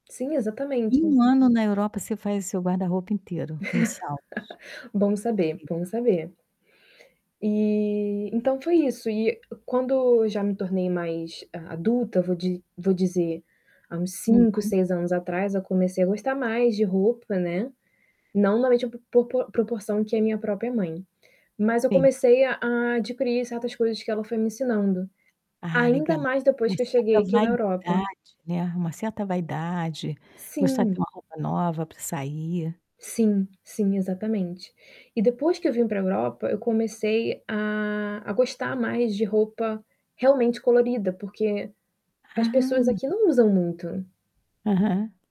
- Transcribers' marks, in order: static; laugh; distorted speech; tapping
- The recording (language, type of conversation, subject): Portuguese, podcast, Que influência a sua família teve na forma como você se veste?
- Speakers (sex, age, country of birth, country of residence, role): female, 25-29, Brazil, France, guest; female, 65-69, Brazil, Portugal, host